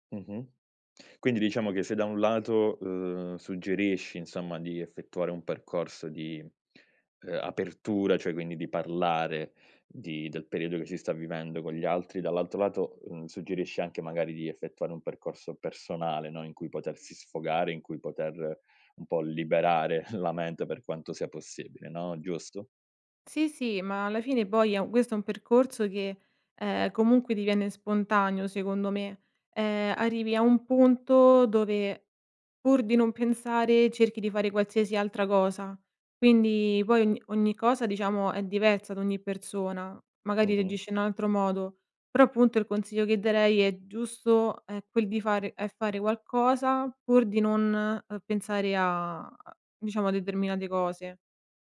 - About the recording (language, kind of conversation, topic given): Italian, podcast, Cosa ti ha insegnato l’esperienza di affrontare una perdita importante?
- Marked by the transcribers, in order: chuckle; tapping; "poi" said as "boi"; "questo" said as "guesto"